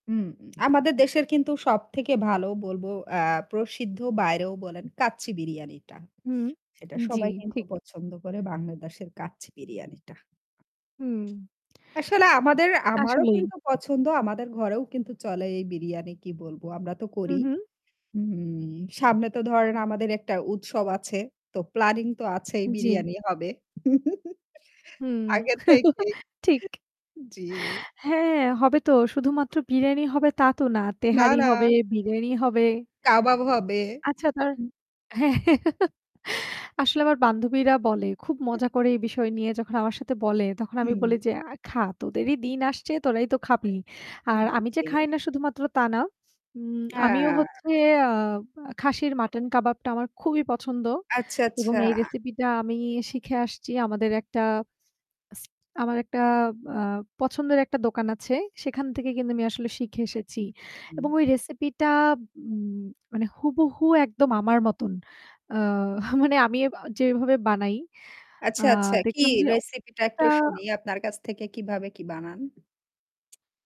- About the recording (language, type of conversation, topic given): Bengali, unstructured, আপনি কোন ধরনের খাবার সবচেয়ে পছন্দ করেন, এবং কেন?
- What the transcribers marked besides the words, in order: static; tapping; other background noise; drawn out: "হুম"; chuckle; laughing while speaking: "আগে থেকেই"; other noise; laughing while speaking: "হ্যা"; drawn out: "হ্যাঁ"; unintelligible speech